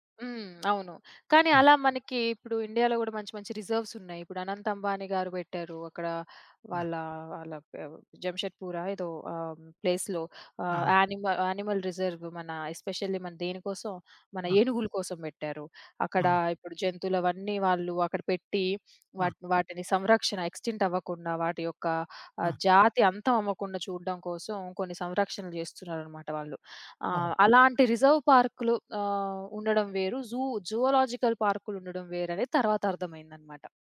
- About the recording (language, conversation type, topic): Telugu, podcast, ప్రకృతిలో ఉన్నప్పుడు శ్వాసపై దృష్టి పెట్టడానికి మీరు అనుసరించే ప్రత్యేకమైన విధానం ఏమైనా ఉందా?
- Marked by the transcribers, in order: tapping; in English: "రిజర్వ్స్"; in English: "ప్లేస్‌లో"; in English: "యానిమల్ యానిమల్ రిజర్వ్"; in English: "ఎస్పెషల్లీ"; in English: "ఎక్స్‌టింక్ట్"; in English: "రిజర్వ్"; in English: "జూ జూలాజికల్"